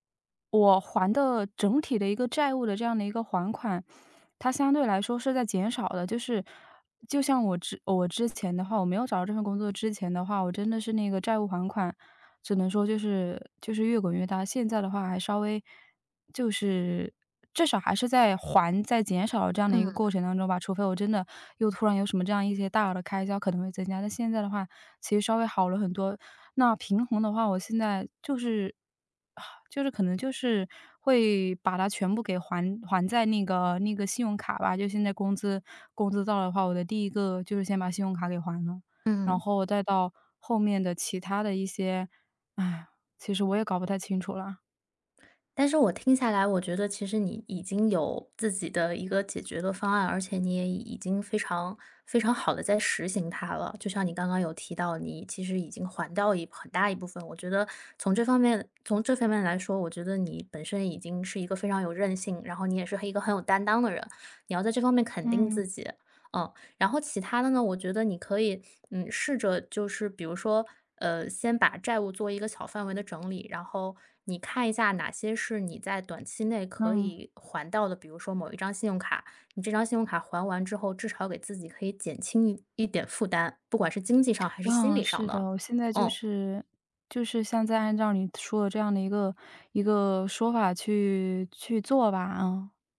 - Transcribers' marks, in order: sigh; sigh; tapping; "掉" said as "到"; other background noise; "掉" said as "到"; "现在" said as "像在"
- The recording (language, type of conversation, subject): Chinese, advice, 债务还款压力大